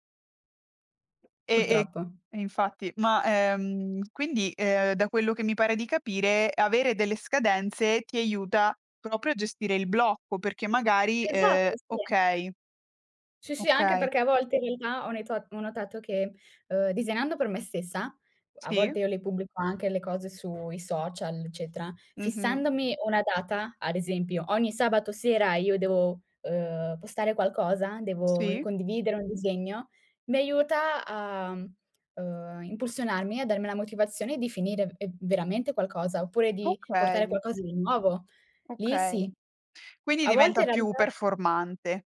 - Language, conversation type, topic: Italian, podcast, Come superi il blocco creativo quando arriva?
- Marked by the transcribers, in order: tapping